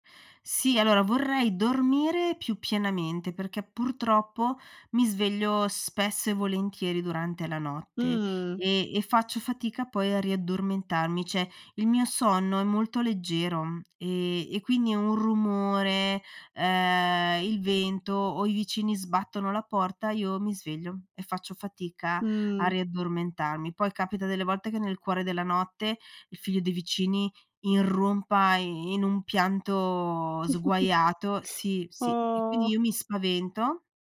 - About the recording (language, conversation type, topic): Italian, podcast, Cosa non può mancare nella tua mattina ideale?
- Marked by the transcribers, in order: "cioè" said as "ceh"; chuckle